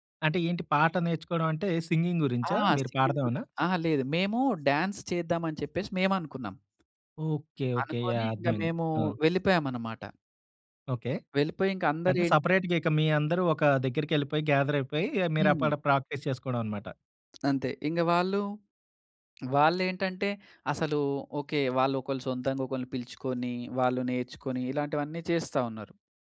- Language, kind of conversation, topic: Telugu, podcast, నీ జీవితానికి నేపథ్య సంగీతం ఉంటే అది ఎలా ఉండేది?
- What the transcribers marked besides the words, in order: in English: "సింగింగ్"; in English: "సింగింగ్"; in English: "డాన్స్"; tapping; in English: "సెపరేట్‌గా"; in English: "గ్యాదర్"; "అక్కడ" said as "అప్పడ"; in English: "ప్రాక్టీస్"